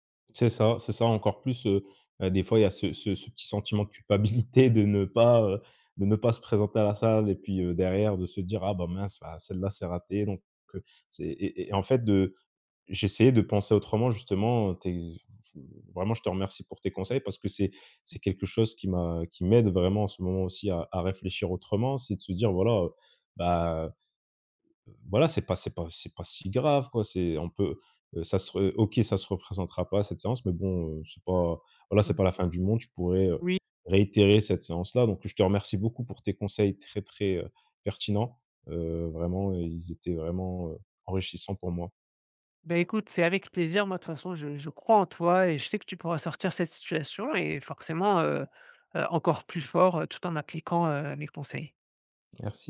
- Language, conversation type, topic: French, advice, Comment les voyages et les week-ends détruisent-ils mes bonnes habitudes ?
- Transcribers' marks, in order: tapping; stressed: "grave quoi"